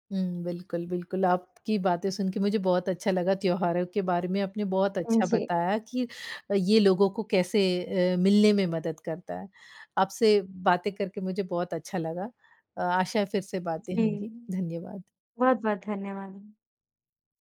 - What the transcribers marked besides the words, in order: tapping; other background noise
- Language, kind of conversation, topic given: Hindi, podcast, त्योहारों ने लोगों को करीब लाने में कैसे मदद की है?